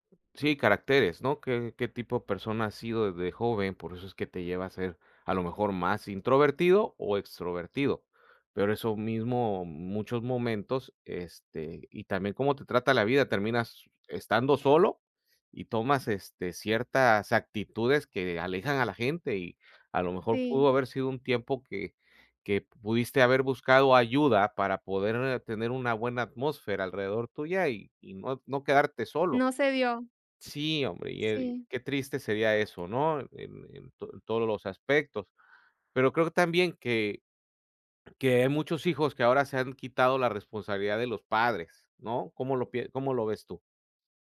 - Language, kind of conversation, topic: Spanish, unstructured, ¿Crees que es justo que algunas personas mueran solas?
- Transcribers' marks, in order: other background noise